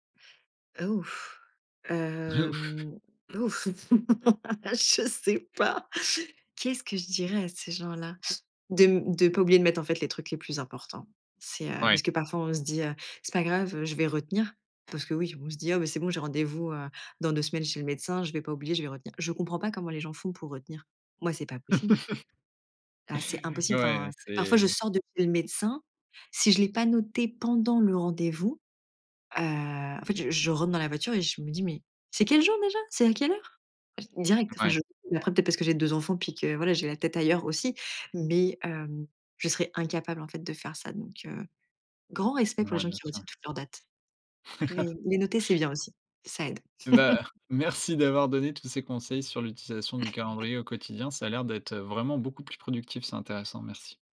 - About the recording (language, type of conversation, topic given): French, podcast, Quelle petite habitude a changé ta vie, et pourquoi ?
- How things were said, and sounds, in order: laugh; laughing while speaking: "je sais pas"; laughing while speaking: "De ouf"; chuckle; chuckle; chuckle; chuckle